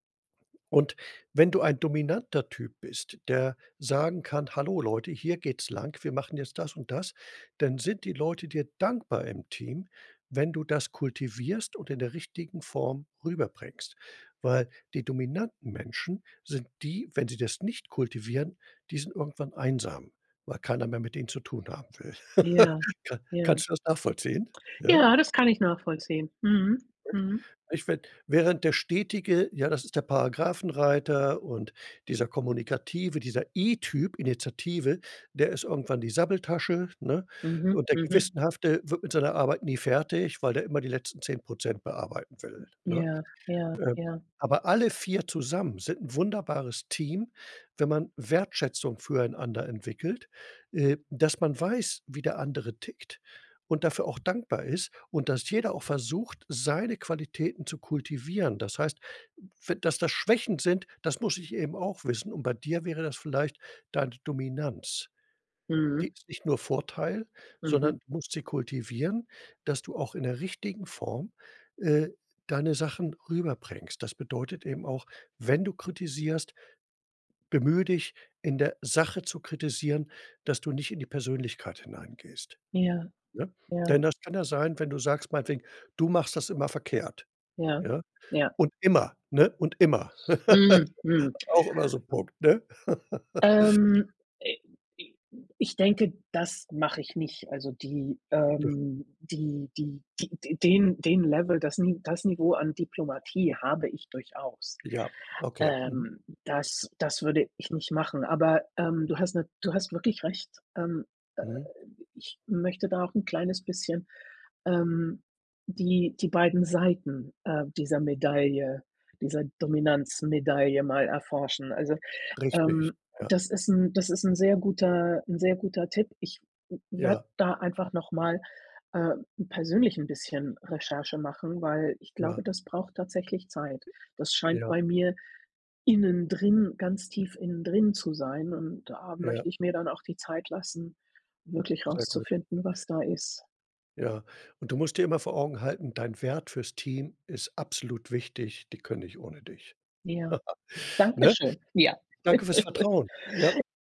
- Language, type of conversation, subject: German, advice, Wie gehst du damit um, wenn du wiederholt Kritik an deiner Persönlichkeit bekommst und deshalb an dir zweifelst?
- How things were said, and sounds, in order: laugh; unintelligible speech; other background noise; stressed: "immer"; laugh; chuckle